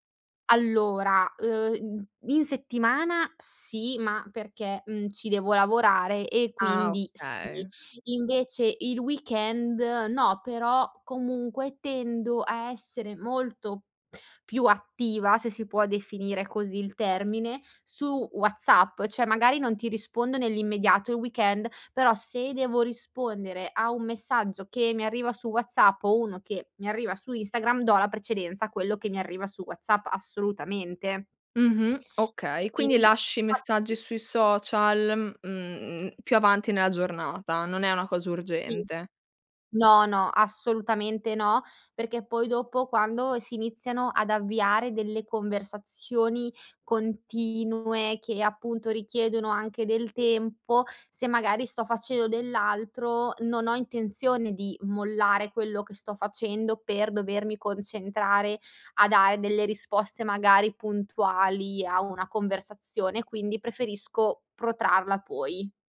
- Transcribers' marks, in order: "Cioè" said as "ceh"; other background noise
- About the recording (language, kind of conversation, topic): Italian, podcast, Come gestisci i limiti nella comunicazione digitale, tra messaggi e social media?